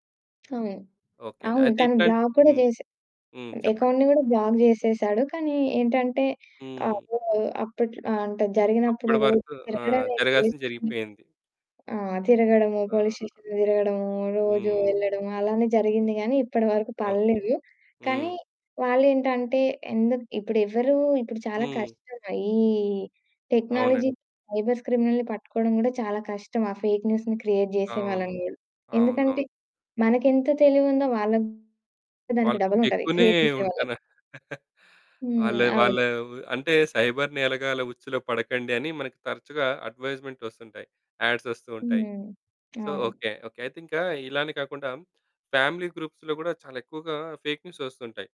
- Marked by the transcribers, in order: other background noise; in English: "బ్లాక్"; in English: "అకౌంట్‌ని"; in English: "బ్లాక్"; in English: "టెక్నాలజీ సైబర్స్ క్రిమినల్‌ని"; in English: "ఫేక్ న్యూస్‌ని క్రియేట్"; distorted speech; in English: "క్రియేట్"; chuckle; in English: "సైబర్"; "నేరగాళ్ళ" said as "నేలగాల"; in English: "అడ్వైజ్మెంట్"; in English: "సో"; in English: "ఫ్యామిలీ గ్రూప్స్‌లో"; in English: "ఫేక్ న్యూస్"
- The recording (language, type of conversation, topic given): Telugu, podcast, ఫేక్ న్యూస్‌ని గుర్తించడానికి మీ దగ్గర ఏ చిట్కాలు ఉన్నాయి?